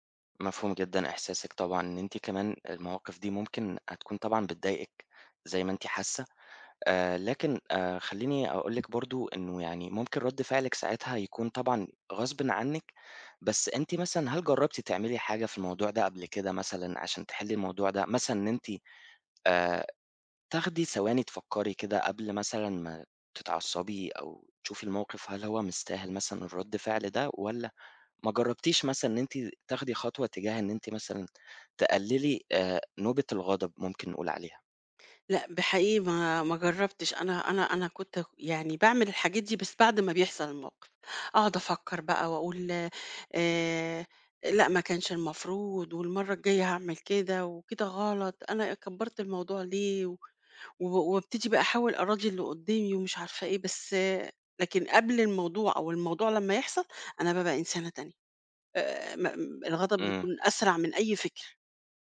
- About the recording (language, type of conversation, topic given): Arabic, advice, إزاي بتتعامل مع نوبات الغضب السريعة وردود الفعل المبالغ فيها عندك؟
- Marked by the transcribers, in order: other background noise; tapping